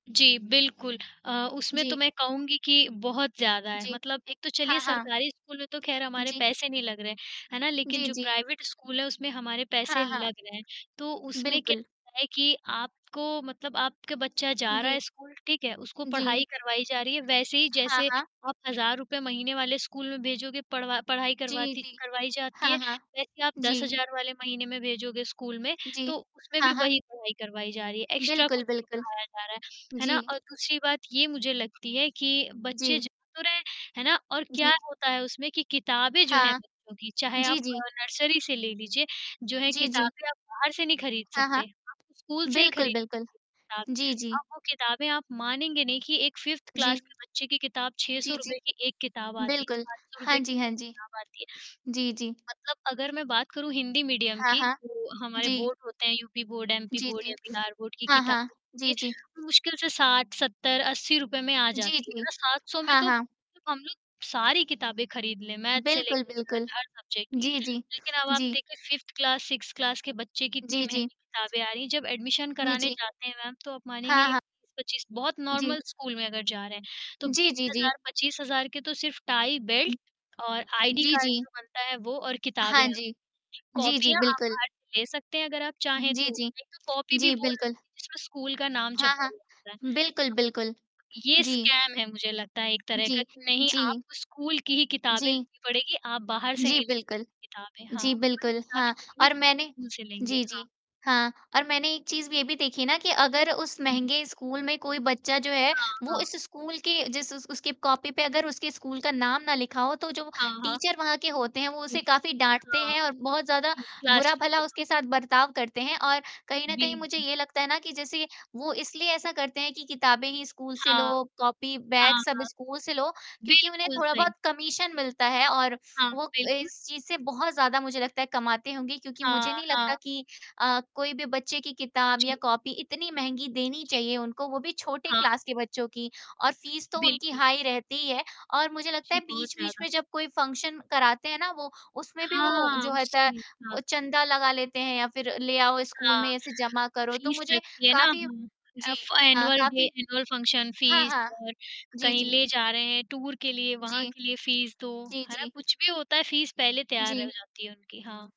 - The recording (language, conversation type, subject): Hindi, unstructured, क्या स्कूलों में भ्रष्टाचार शिक्षा की गुणवत्ता को नुकसान पहुँचाता है?
- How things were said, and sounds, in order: static; tapping; in English: "प्राइवेट"; distorted speech; in English: "एक्स्ट्रा"; in English: "फ़िफ्थ क्लास"; in English: "मीडियम"; in English: "बोर्ड"; in English: "बोर्ड"; in English: "बोर्ड"; other background noise; in English: "बोर्ड"; in English: "मैथ्स"; in English: "सब्जेक्ट"; in English: "फ़िफ्थ क्लास, 6th सिक्स्थ क्लास"; in English: "एडमिशन"; in English: "नॉर्मल"; in English: "स्कैम"; in English: "टीचर"; in English: "क्लास टीचर"; in English: "कमीशन"; in English: "क्लास"; in English: "फ़ीस"; in English: "हाई"; in English: "फंक्शन"; "होता" said as "हैता"; in English: "फ़ीस"; in English: "एनुअल डे, एनुअल फंक्शन फ़ीस"; in English: "टूर"; in English: "फ़ीस"; in English: "फ़ीस"